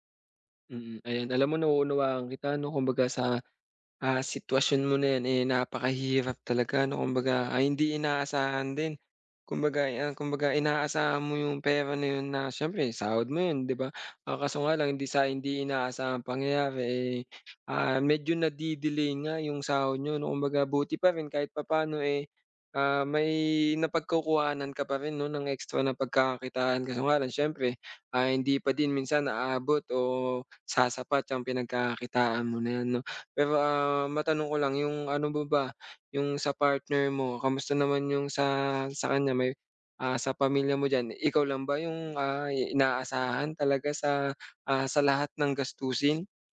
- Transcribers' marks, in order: other background noise; tapping
- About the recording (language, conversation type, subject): Filipino, advice, Paano ako makakapagpahinga at makapag-relaks sa bahay kapag sobrang stress?